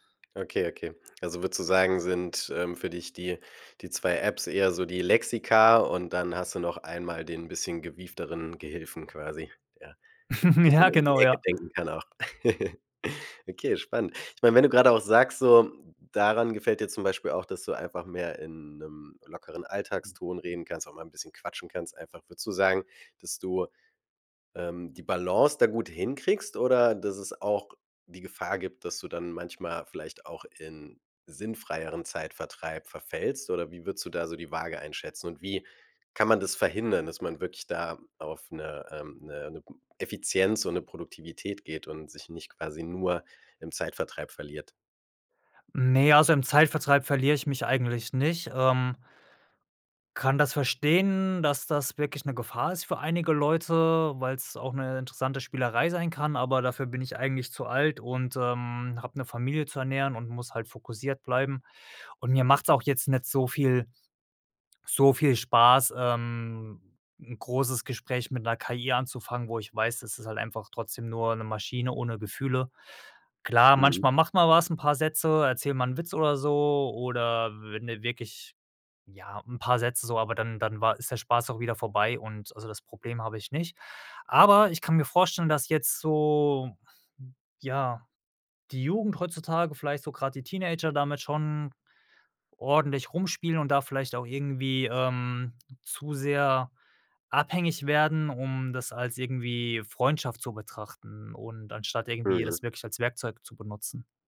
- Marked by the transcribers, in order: chuckle; other noise
- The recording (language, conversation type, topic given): German, podcast, Welche Apps machen dich im Alltag wirklich produktiv?
- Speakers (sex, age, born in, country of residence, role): male, 35-39, Germany, Germany, host; male, 35-39, Germany, Sweden, guest